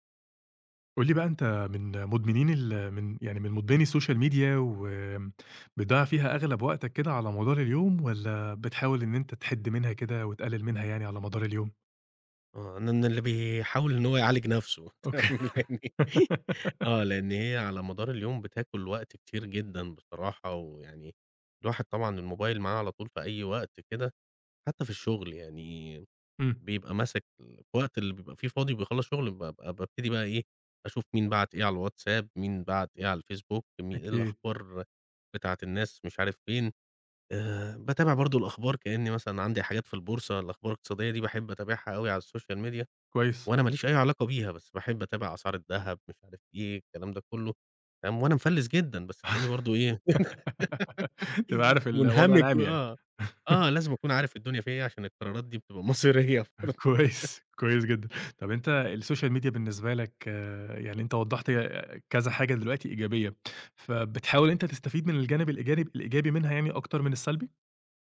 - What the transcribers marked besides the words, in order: in English: "الSocial Media"; unintelligible speech; laughing while speaking: "أوكي"; giggle; in English: "الSocial Media"; giggle; laugh; chuckle; laughing while speaking: "مصيريّة"; laughing while speaking: "كويس"; unintelligible speech; chuckle; in English: "الSocial Media"; "الإيجابي-" said as "الإيجانب"
- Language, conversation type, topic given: Arabic, podcast, إيه رأيك في تأثير السوشيال ميديا على العلاقات؟